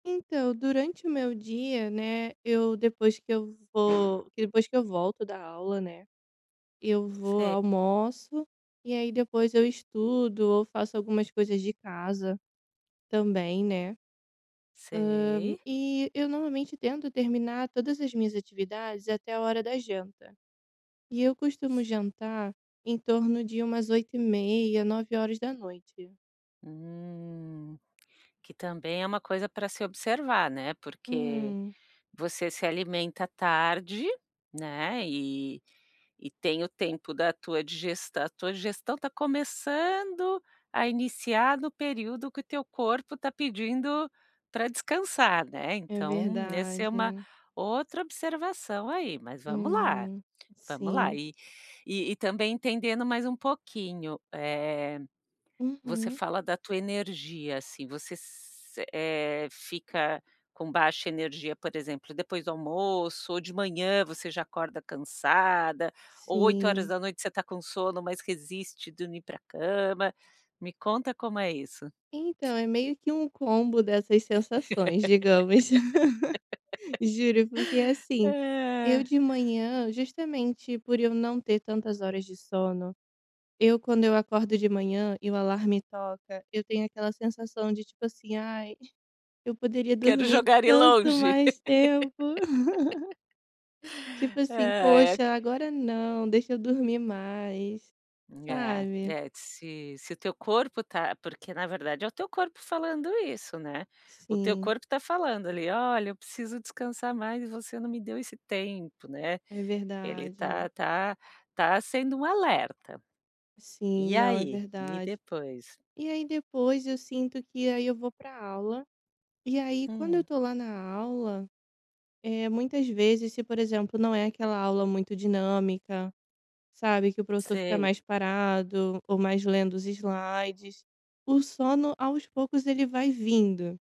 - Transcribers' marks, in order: tapping; other background noise; laugh; chuckle; chuckle; laugh
- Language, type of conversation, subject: Portuguese, advice, Como posso melhorar a qualidade do meu sono para ter mais energia de manhã?